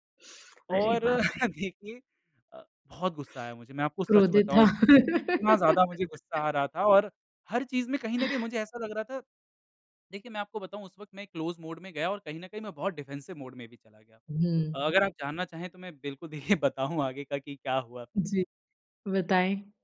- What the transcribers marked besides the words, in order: laughing while speaking: "देखिए"; laugh; in English: "क्लोज़ मोड"; in English: "डिफेंसिव मोड"; laughing while speaking: "देखिए बताऊँ आगे का"
- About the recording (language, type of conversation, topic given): Hindi, podcast, क्या आपको कभी किसी दुर्घटना से ऐसी सीख मिली है जो आज आपके काम आती हो?